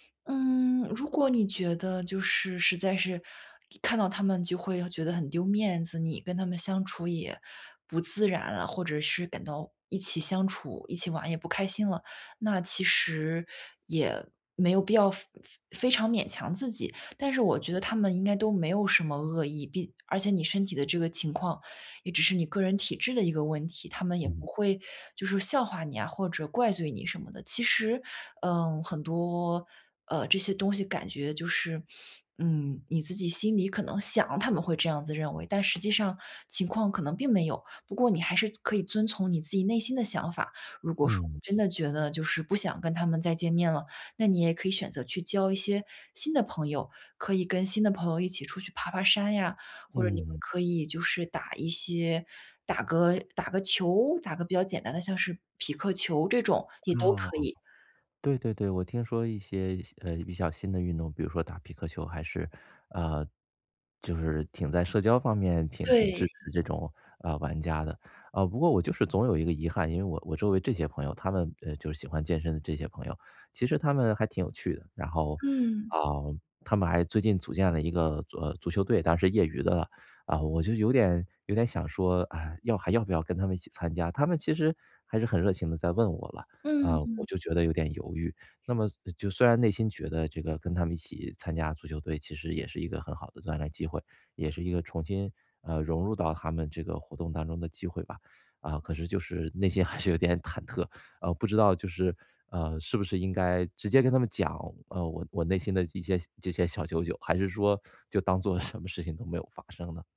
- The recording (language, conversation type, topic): Chinese, advice, 我害怕开始运动，该如何迈出第一步？
- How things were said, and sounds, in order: laughing while speaking: "还是有点"; laughing while speaking: "什么"